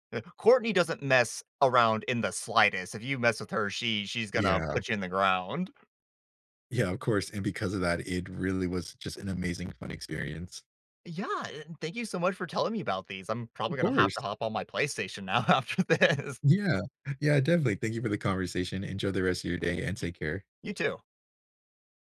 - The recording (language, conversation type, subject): English, unstructured, What hobby should I try to de-stress and why?
- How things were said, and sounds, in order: laughing while speaking: "now after this"